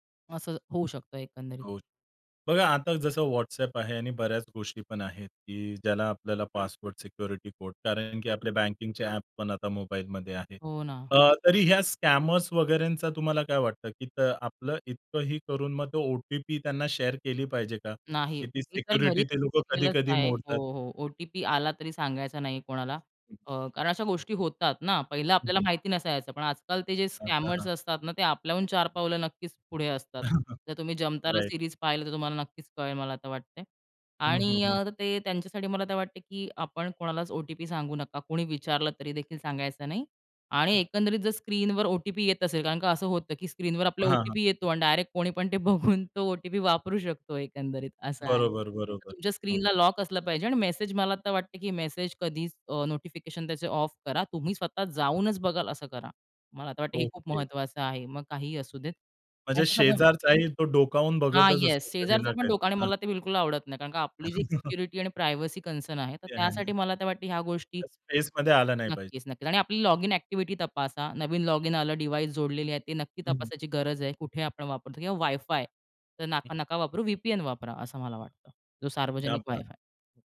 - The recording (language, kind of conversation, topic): Marathi, podcast, पासवर्ड आणि ऑनलाइन सुरक्षिततेसाठी तुम्ही कोणता सल्ला द्याल?
- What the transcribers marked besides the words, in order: tapping; in English: "स्कॅमर्स"; in English: "शेअर"; other background noise; in English: "स्कॅमर्स"; other noise; chuckle; in English: "राइट"; laughing while speaking: "बघून"; chuckle; in English: "प्रायव्हसी कन्सर्न"; in English: "स्पेसमध्ये"; other street noise; in Hindi: "क्या बात है!"